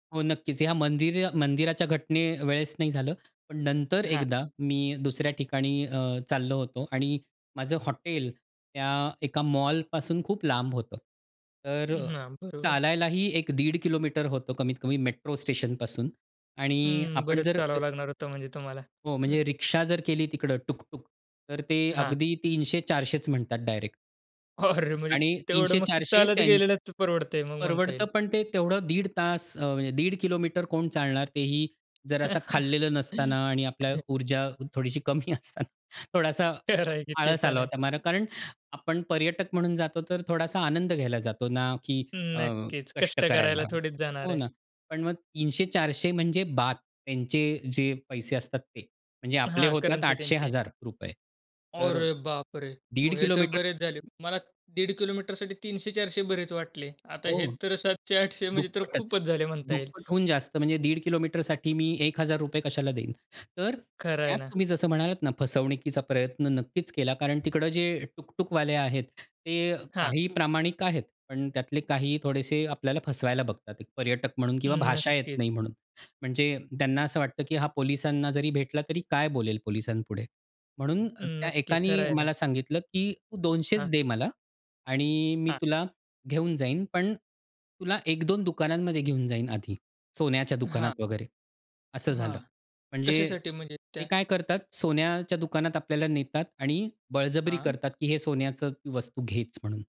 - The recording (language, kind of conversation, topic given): Marathi, podcast, भाषा नीट न समजल्यामुळे वाट चुकली तेव्हा तुम्हाला कुणी सौजन्याने मदत केली का, आणि ती मदत कशी मिळाली?
- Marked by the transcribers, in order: other background noise; chuckle; surprised: "अरे!"; chuckle; laughing while speaking: "थोडीशी कमी असताना"; laughing while speaking: "खरं आहे की"; in English: "करंसी"; tapping; surprised: "अरे बापरे!"